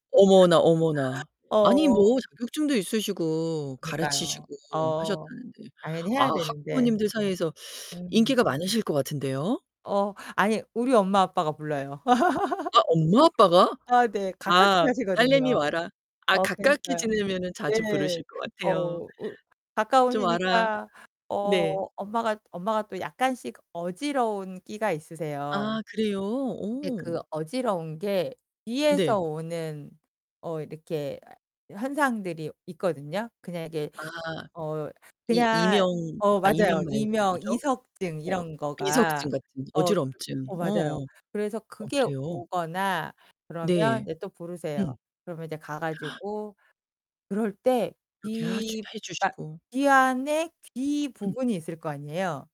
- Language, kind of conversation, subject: Korean, podcast, 배운 내용을 적용해 본 특별한 프로젝트가 있나요?
- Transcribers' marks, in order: other background noise; distorted speech; laugh; gasp